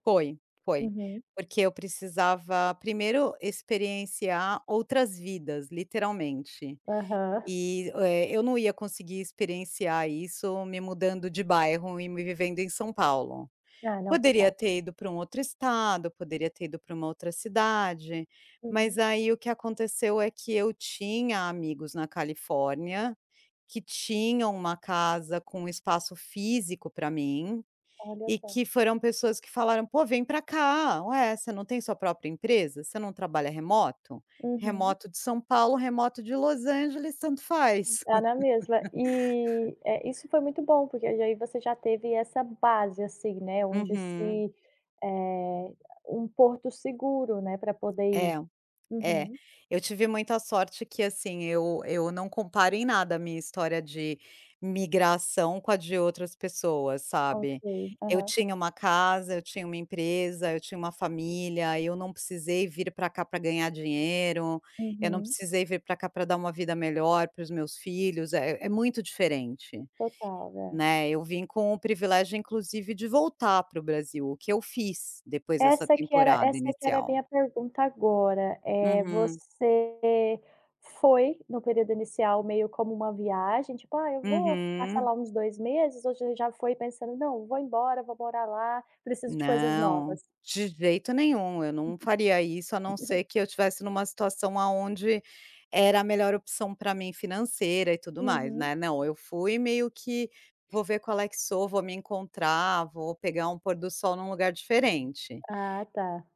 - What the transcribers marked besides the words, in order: tapping; laugh; chuckle
- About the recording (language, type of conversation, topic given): Portuguese, podcast, Qual foi a decisão mais difícil que você tomou e por quê?